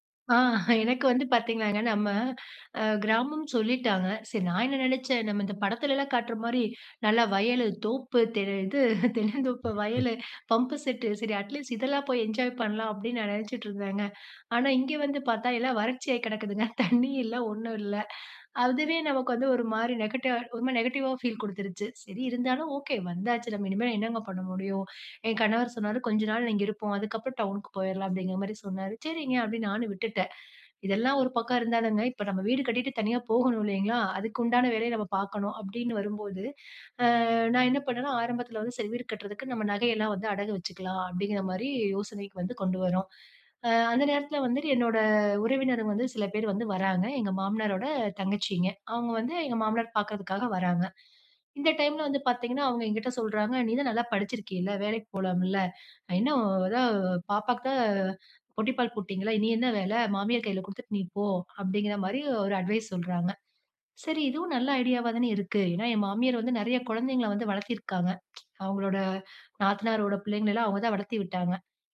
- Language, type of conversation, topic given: Tamil, podcast, மாறுதல் ஏற்பட்டபோது உங்கள் உறவுகள் எவ்வாறு பாதிக்கப்பட்டன?
- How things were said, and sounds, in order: chuckle; laughing while speaking: "இது தென்னந்தோப்பு"; unintelligible speech; laughing while speaking: "தண்ணி இல்ல, ஒண்ணும் இல்லை"; "புட்டிப்பால்" said as "பொட்டிப்பால்"; tsk